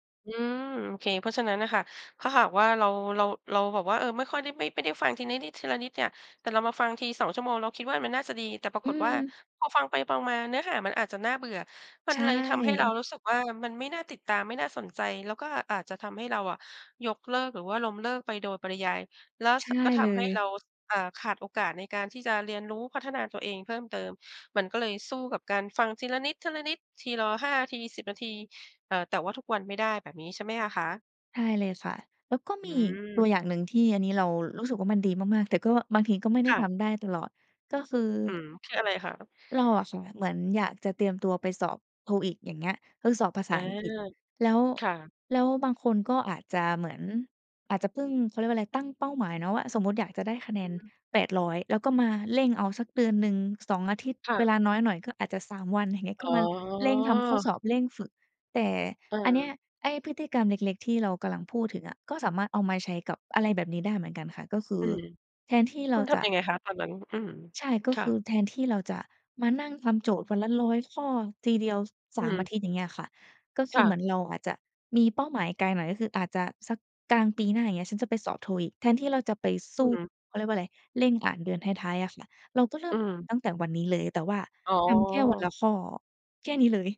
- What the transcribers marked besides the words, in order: other background noise; drawn out: "อ๋อ"
- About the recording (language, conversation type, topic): Thai, podcast, การเปลี่ยนพฤติกรรมเล็กๆ ของคนมีผลจริงไหม?